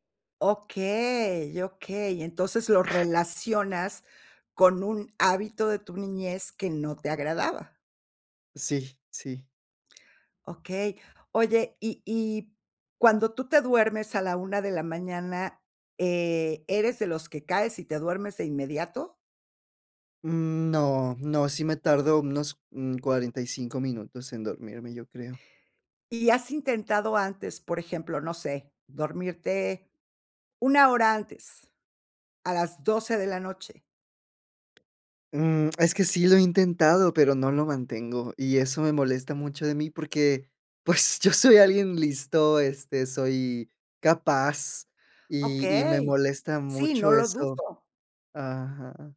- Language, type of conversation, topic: Spanish, advice, ¿Qué te está costando más para empezar y mantener una rutina matutina constante?
- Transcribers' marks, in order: tapping; other noise; lip smack; laughing while speaking: "pues"